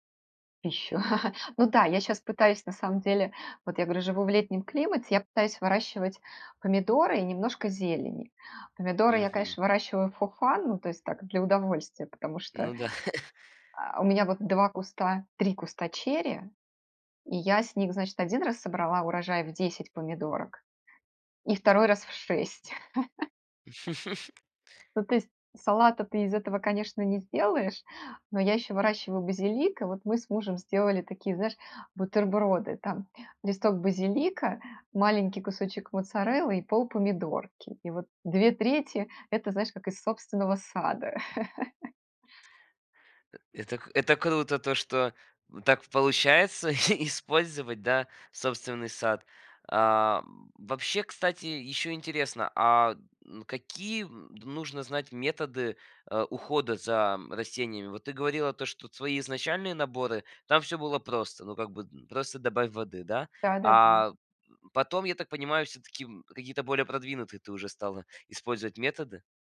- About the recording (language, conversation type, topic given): Russian, podcast, Как лучше всего начать выращивать мини-огород на подоконнике?
- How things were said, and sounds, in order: chuckle; in English: "for fun"; chuckle; chuckle; tapping; laugh; chuckle; laughing while speaking: "и"; grunt; other background noise